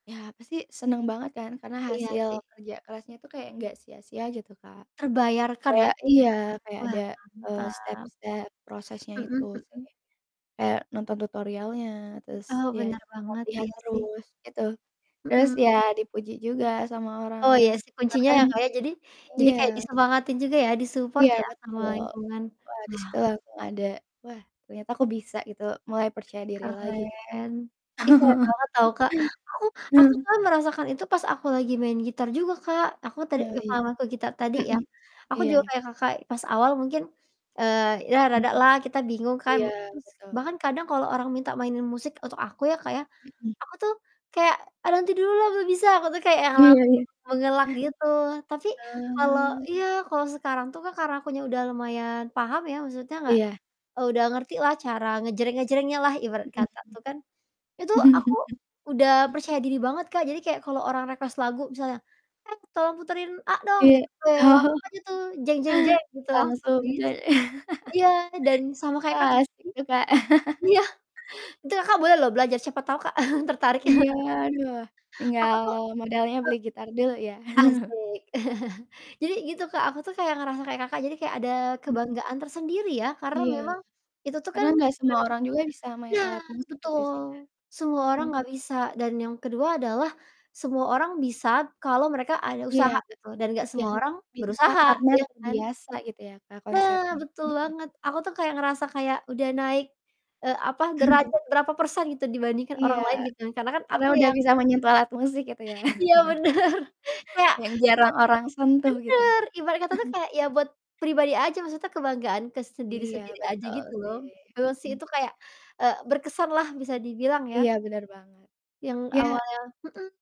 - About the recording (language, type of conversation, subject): Indonesian, unstructured, Bagaimana proses belajar bisa membuat kamu merasa lebih percaya diri?
- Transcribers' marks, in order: unintelligible speech; distorted speech; in English: "support"; laugh; unintelligible speech; laugh; in English: "request"; laughing while speaking: "Oh"; other noise; laugh; laughing while speaking: "Iya"; laugh; chuckle; laughing while speaking: "ya"; chuckle; chuckle; other background noise; static; chuckle; laughing while speaking: "bener"; chuckle; unintelligible speech; laugh; chuckle